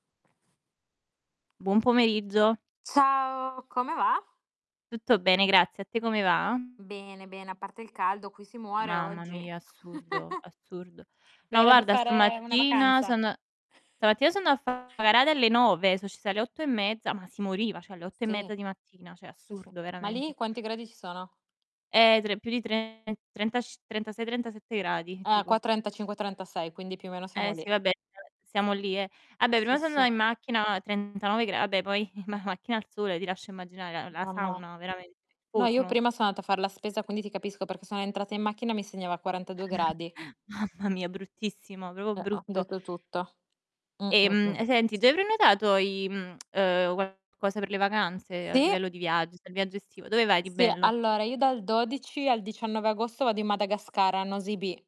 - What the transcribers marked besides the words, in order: other background noise; distorted speech; chuckle; background speech; chuckle; "proprio" said as "propo"; tsk
- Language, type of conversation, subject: Italian, unstructured, Come cambia il tuo modo di vedere il mondo dopo un viaggio?